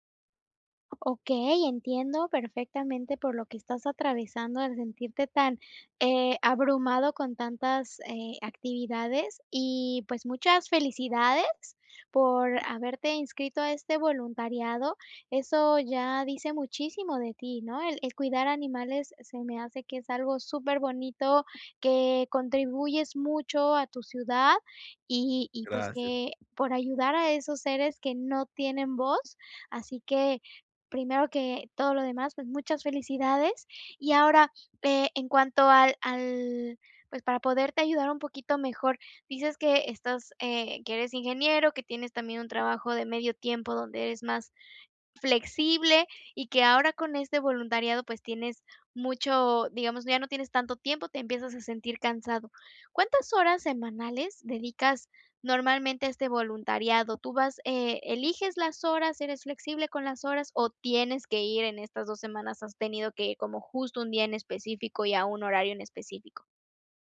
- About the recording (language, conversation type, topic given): Spanish, advice, ¿Cómo puedo equilibrar el voluntariado con mi trabajo y mi vida personal?
- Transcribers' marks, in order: none